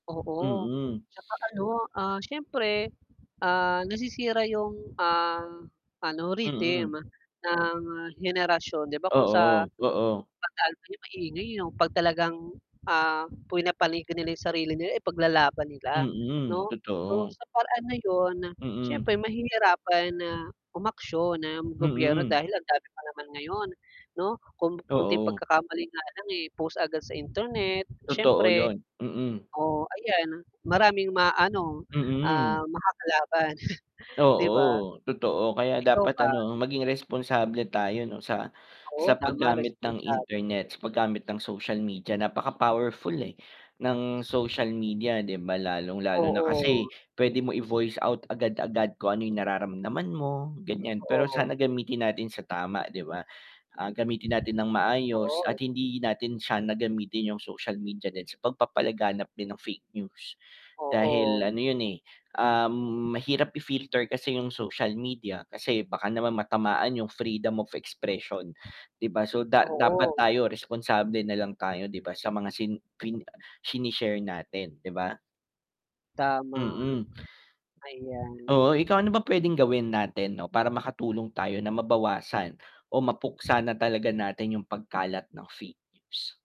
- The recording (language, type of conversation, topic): Filipino, unstructured, Ano ang palagay mo sa pagdami ng huwad na balita sa internet?
- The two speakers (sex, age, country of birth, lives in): male, 25-29, Philippines, Philippines; male, 25-29, Philippines, Philippines
- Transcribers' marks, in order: wind; tapping; unintelligible speech; scoff